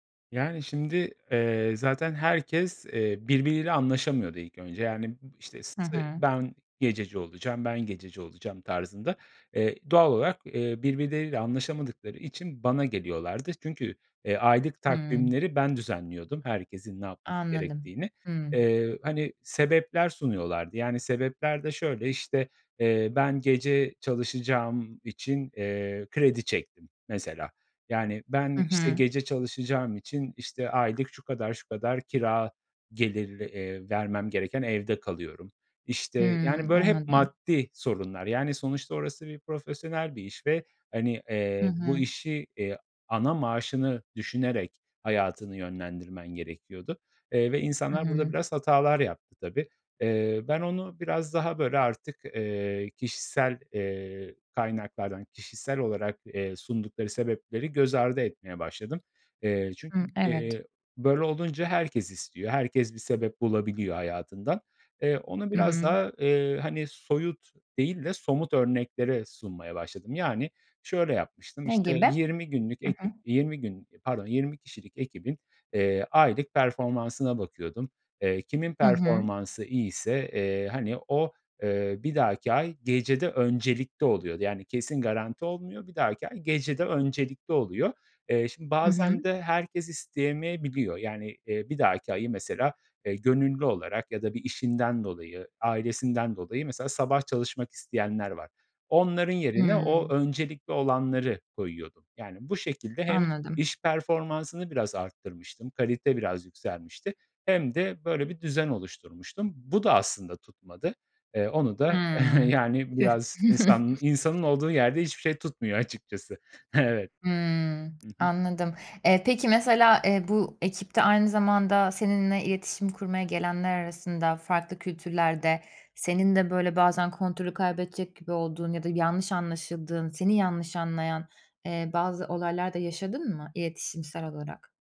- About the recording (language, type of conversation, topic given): Turkish, podcast, Zorlu bir ekip çatışmasını nasıl çözersin?
- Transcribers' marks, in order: tapping; chuckle; laughing while speaking: "yani, biraz"; chuckle; other background noise; laughing while speaking: "açıkçası. Evet"